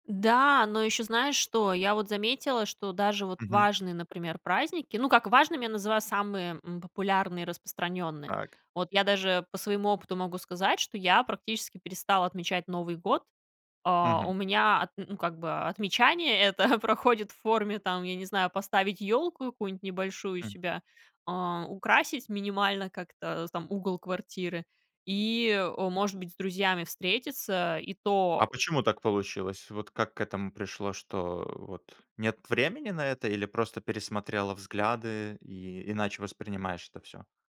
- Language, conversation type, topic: Russian, podcast, Что делать, если праздновать нужно, а времени совсем нет?
- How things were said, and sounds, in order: chuckle; other background noise